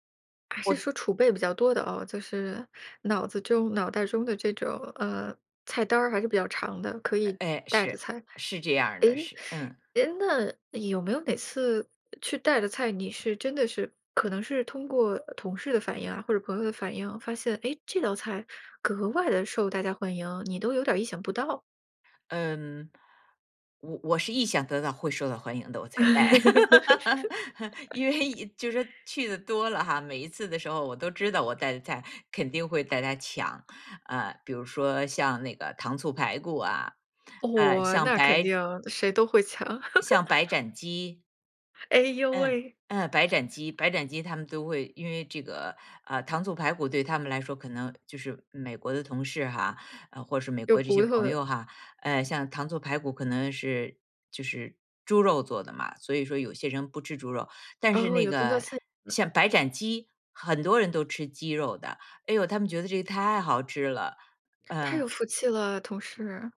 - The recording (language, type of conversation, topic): Chinese, podcast, 你觉得有哪些适合带去聚会一起分享的菜品？
- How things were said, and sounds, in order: laugh; laugh; other background noise